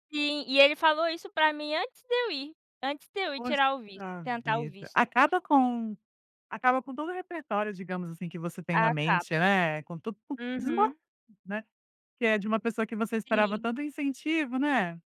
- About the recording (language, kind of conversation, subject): Portuguese, podcast, Para você, sucesso é mais felicidade ou reconhecimento?
- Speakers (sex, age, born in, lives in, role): female, 25-29, Brazil, United States, guest; female, 30-34, Brazil, United States, host
- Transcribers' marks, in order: none